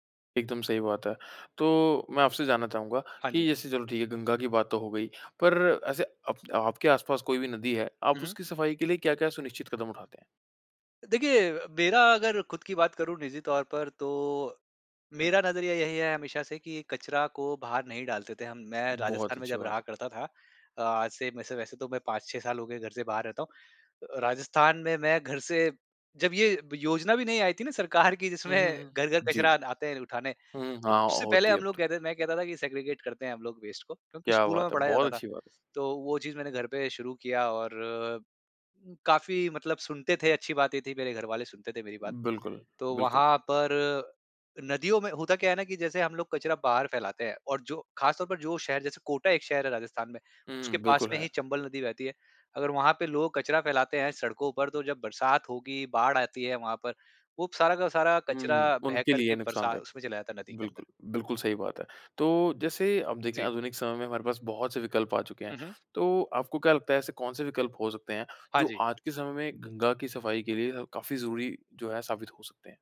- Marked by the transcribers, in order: laughing while speaking: "सरकार की जिसमें"; in English: "सेग्रिगेट"; in English: "वेस्ट"
- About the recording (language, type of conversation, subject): Hindi, podcast, गंगा जैसी नदियों की सफाई के लिए सबसे जरूरी क्या है?